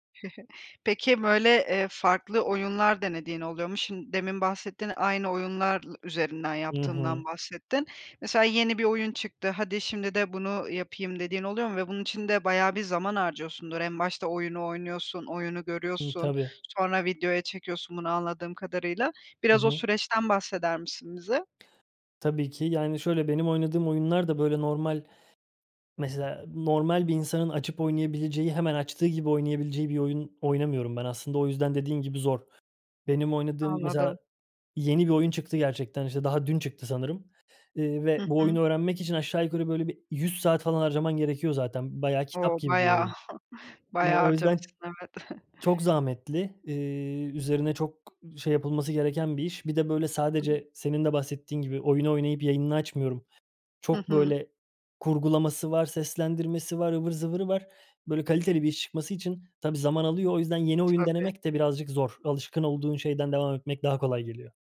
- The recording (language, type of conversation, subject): Turkish, podcast, Yaratıcı tıkanıklıkla başa çıkma yöntemlerin neler?
- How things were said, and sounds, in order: chuckle; chuckle; chuckle; unintelligible speech